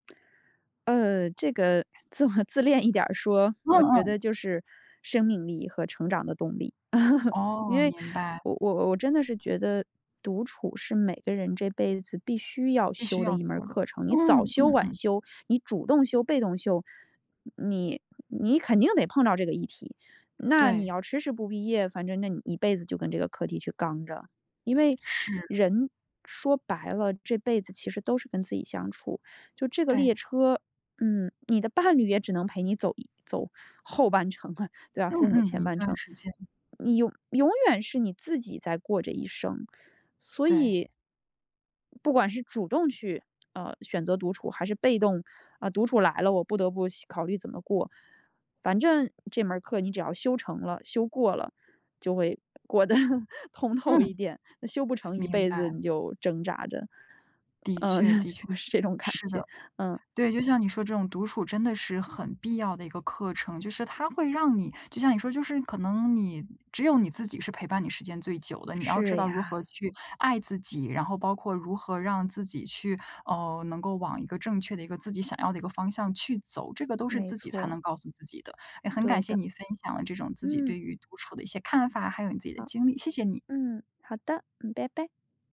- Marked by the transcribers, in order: laughing while speaking: "自我"; chuckle; laughing while speaking: "过得"; laughing while speaking: "就是 就是这种感觉"
- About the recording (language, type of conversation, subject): Chinese, podcast, 你有没有一段独处却很充实的时光？